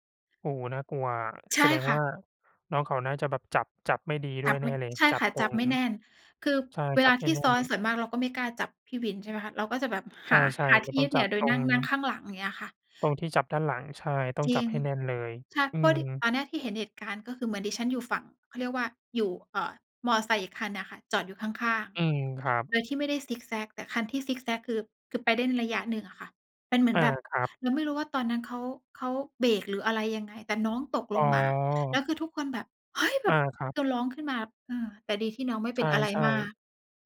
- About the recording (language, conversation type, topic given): Thai, unstructured, กิจวัตรตอนเช้าของคุณช่วยทำให้วันของคุณดีขึ้นได้อย่างไรบ้าง?
- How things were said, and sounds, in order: none